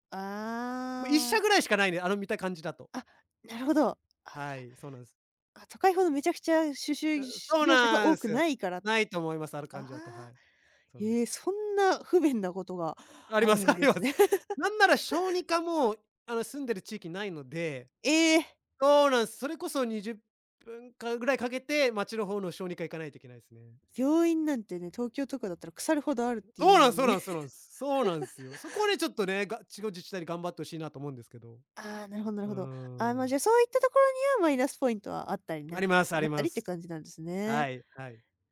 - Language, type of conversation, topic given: Japanese, podcast, あなたの身近な自然の魅力は何ですか？
- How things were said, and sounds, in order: chuckle; chuckle